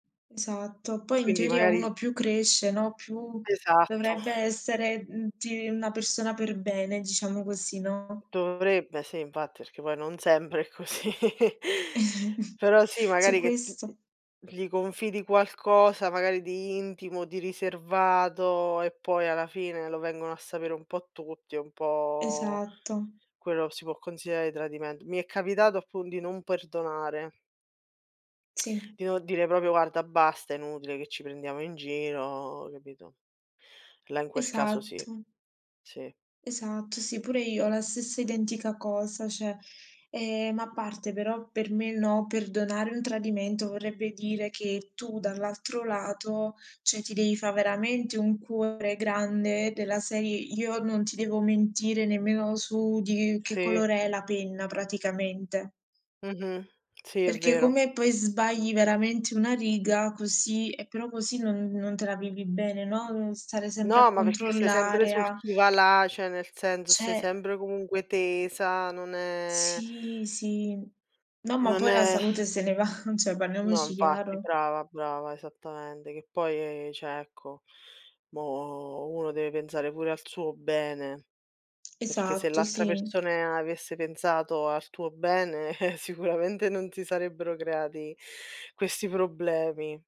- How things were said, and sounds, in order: other background noise; laughing while speaking: "è così"; chuckle; drawn out: "po'"; lip smack; "Cioè" said as "ceh"; chuckle; "cioè" said as "ceh"; chuckle
- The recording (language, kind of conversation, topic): Italian, unstructured, Cosa pensi del perdono nelle relazioni umane?